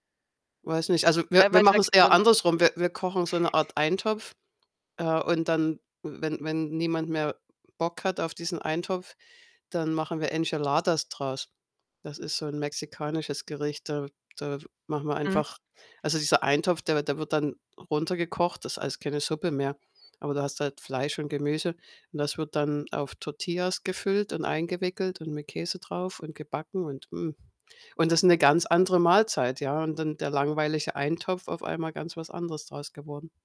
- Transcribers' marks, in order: distorted speech; other background noise
- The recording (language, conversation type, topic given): German, unstructured, Wie stehst du zur Lebensmittelverschwendung?